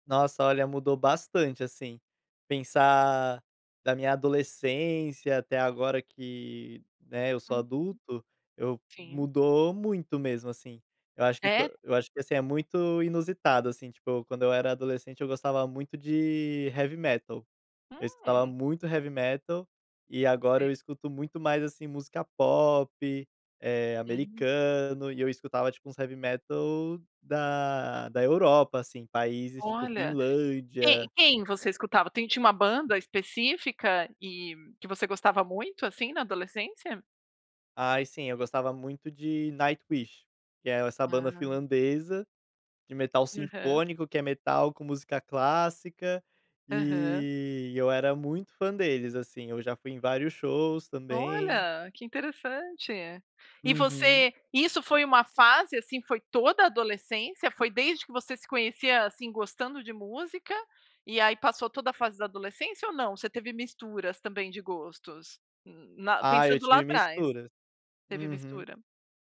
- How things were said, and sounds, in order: none
- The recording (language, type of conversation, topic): Portuguese, podcast, Como o seu gosto musical mudou nos últimos anos?